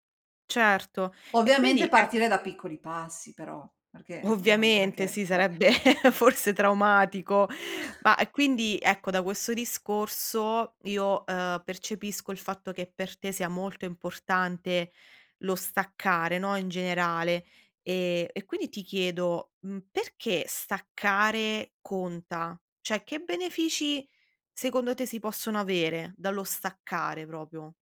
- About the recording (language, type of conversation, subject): Italian, podcast, Come fai a staccare dagli schermi la sera?
- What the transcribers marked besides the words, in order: other background noise; chuckle; "Cioè" said as "ceh"; "proprio" said as "propio"